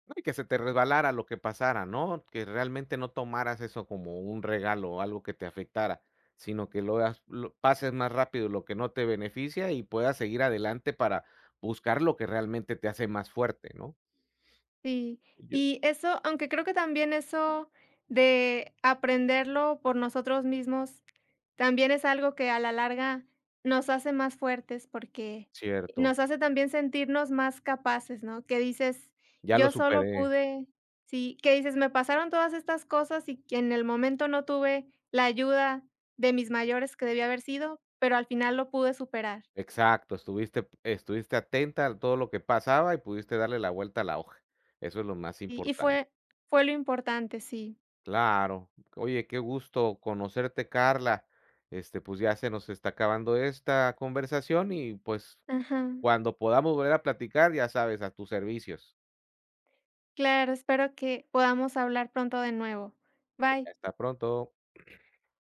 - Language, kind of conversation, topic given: Spanish, unstructured, ¿Alguna vez has sentido que la escuela te hizo sentir menos por tus errores?
- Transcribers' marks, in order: throat clearing